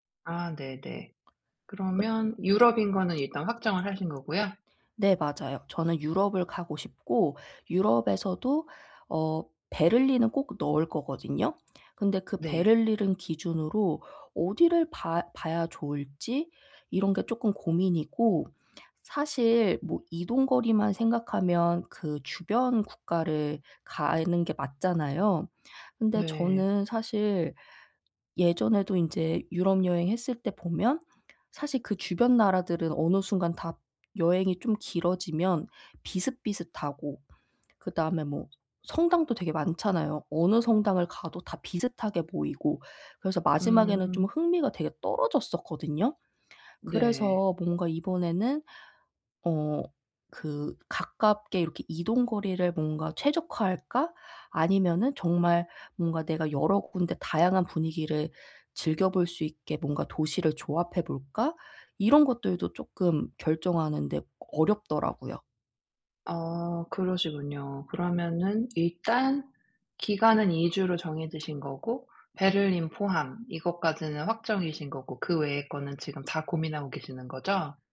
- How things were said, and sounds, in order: other background noise
- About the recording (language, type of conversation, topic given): Korean, advice, 중요한 결정을 내릴 때 결정 과정을 단순화해 스트레스를 줄이려면 어떻게 해야 하나요?